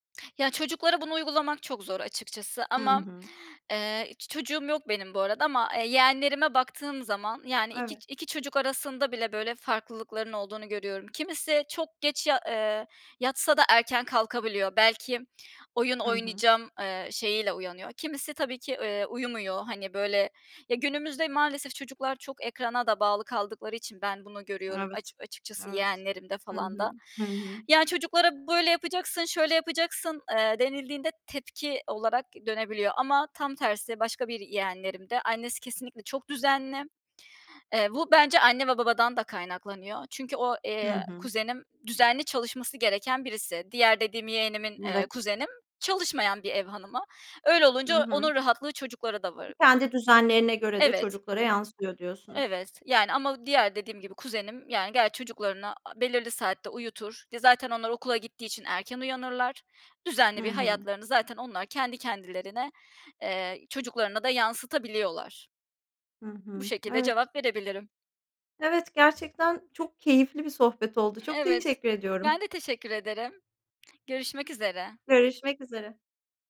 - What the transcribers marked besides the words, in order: tapping; other background noise
- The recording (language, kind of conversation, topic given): Turkish, podcast, Uyku düzenimi düzeltmenin kolay yolları nelerdir?